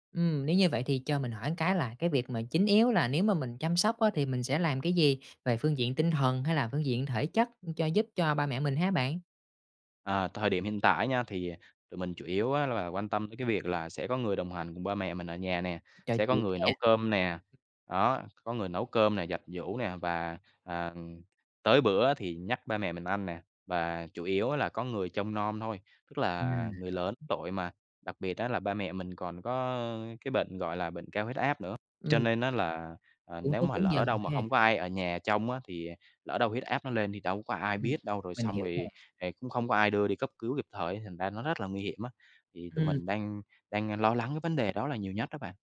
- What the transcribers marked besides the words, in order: other background noise; tapping
- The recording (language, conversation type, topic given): Vietnamese, advice, Khi cha mẹ đã lớn tuổi và sức khỏe giảm sút, tôi nên tự chăm sóc hay thuê dịch vụ chăm sóc?